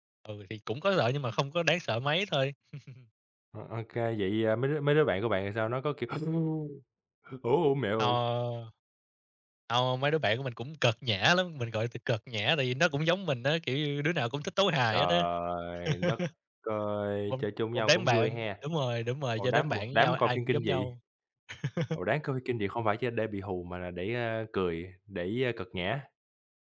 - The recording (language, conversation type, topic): Vietnamese, unstructured, Bạn có kỷ niệm vui nào khi xem phim cùng bạn bè không?
- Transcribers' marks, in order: other background noise; chuckle; other noise; inhale; put-on voice: "Ủa, ủa, mẹ ơi!"; chuckle; chuckle